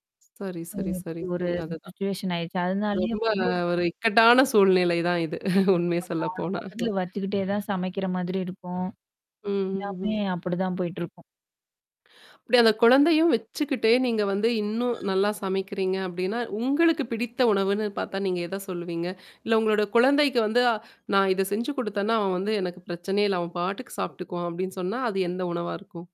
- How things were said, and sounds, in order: distorted speech; in English: "சிச்சுவேஷன்"; tapping; laughing while speaking: "இது. உண்மைய சொல்ல போனாங்க"; static
- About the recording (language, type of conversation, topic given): Tamil, podcast, சமையலுக்கு நேரம் இல்லாதபோதும் அன்பை காட்ட என்னென்ன எளிய வழிகளைச் செய்யலாம்?